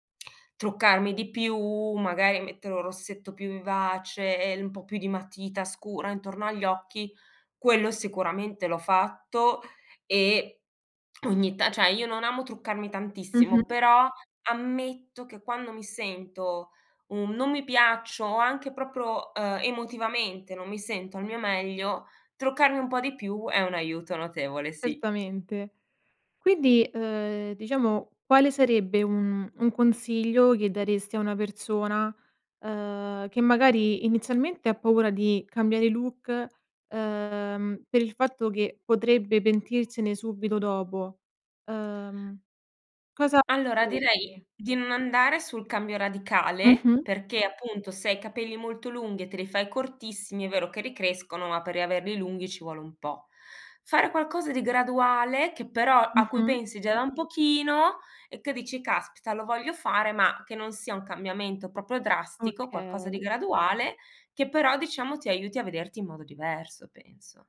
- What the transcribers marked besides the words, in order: "cioè" said as "ceh"; other background noise
- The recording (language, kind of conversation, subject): Italian, podcast, Hai mai cambiato look per sentirti più sicuro?